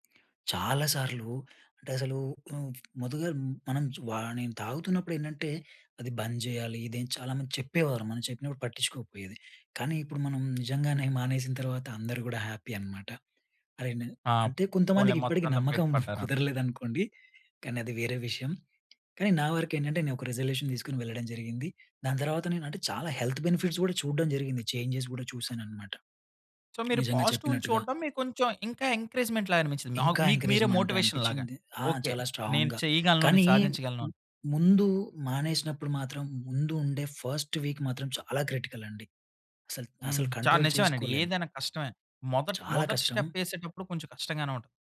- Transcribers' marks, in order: "ముందుగా" said as "మదుగం"; tapping; in English: "హ్యాపీ"; chuckle; in English: "రిజల్యూషన్"; in English: "హెల్త్ బెనిఫిట్స్"; in English: "చేంజెస్"; other noise; in English: "సో"; in English: "పాజిటివ్‌ని"; in English: "ఎంకరేజ్మెంట్"; in English: "ఎంకరేజ్మెంట్"; in English: "మోటివేషన్"; in English: "స్ట్రాంగ్‌గా"; in English: "ఫస్ట్ వీక్"; in English: "క్రిటికల్"; in English: "కంట్రోల్"; in English: "స్టెప్"
- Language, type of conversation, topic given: Telugu, podcast, అలవాట్లను మార్చుకోవడానికి మీరు మొదట ఏం చేస్తారు?